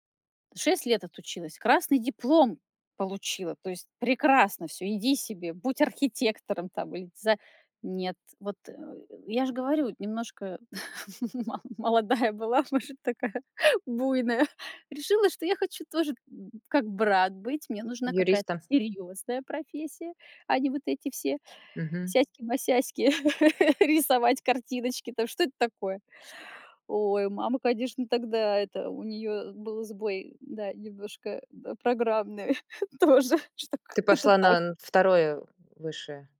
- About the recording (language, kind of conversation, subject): Russian, podcast, Что делать, если ожидания родителей не совпадают с твоим представлением о жизни?
- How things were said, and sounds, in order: laughing while speaking: "мо молодая была, может, такая буйная"; laugh; laughing while speaking: "рисовать картиночки"; laughing while speaking: "программный тоже. Что как это так?"